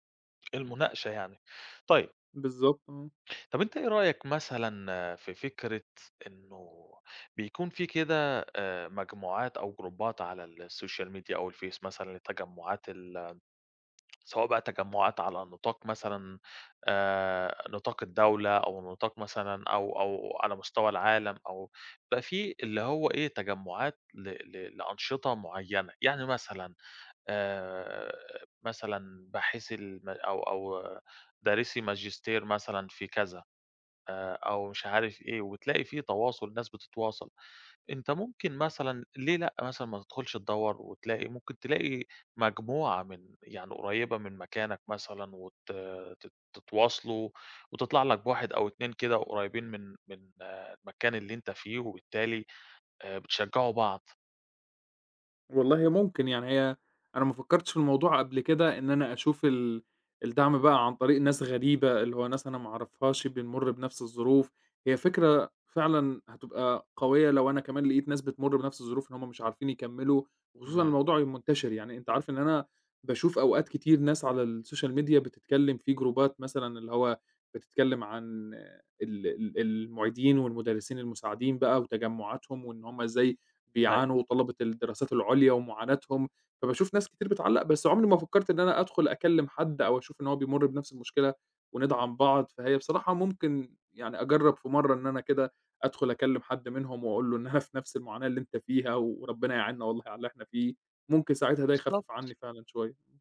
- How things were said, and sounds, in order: in English: "جروبّات"; in English: "السوشيال ميديا"; in English: "الsocial media"; in English: "جروبات"; laughing while speaking: "أنا في نفس المعاناة اللي أنت فيها"
- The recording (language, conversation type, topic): Arabic, advice, إزاي حسّيت لما فقدت الحافز وإنت بتسعى ورا هدف مهم؟